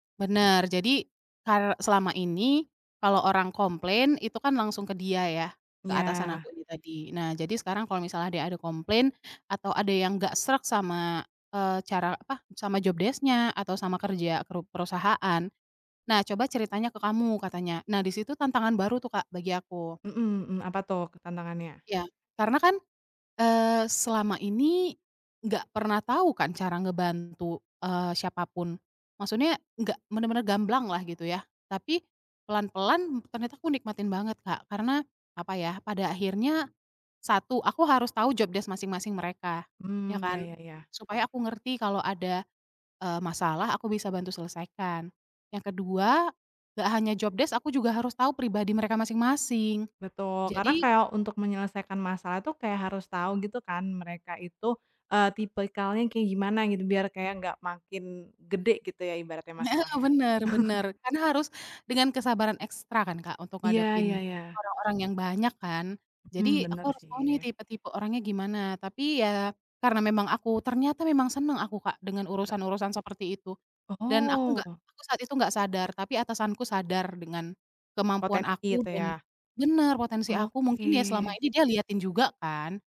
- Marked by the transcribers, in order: tapping; other background noise; laughing while speaking: "Heeh"; chuckle; drawn out: "Oke"
- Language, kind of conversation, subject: Indonesian, podcast, Pernahkah kamu mengalami kelelahan kerja berlebihan, dan bagaimana cara mengatasinya?